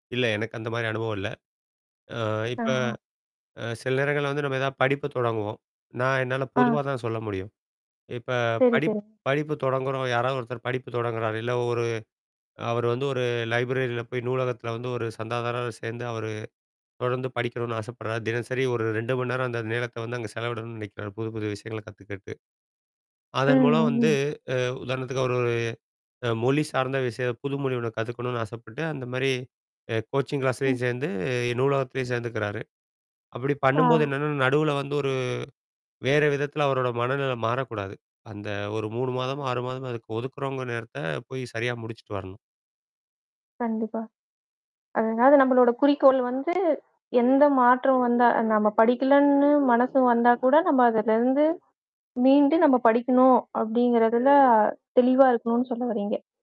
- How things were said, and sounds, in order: distorted speech; in English: "கோச்சிங் கிளாஸ்லேயும்"
- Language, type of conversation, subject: Tamil, podcast, உற்சாகம் குறைந்திருக்கும் போது நீங்கள் உங்கள் படைப்பை எப்படித் தொடங்குவீர்கள்?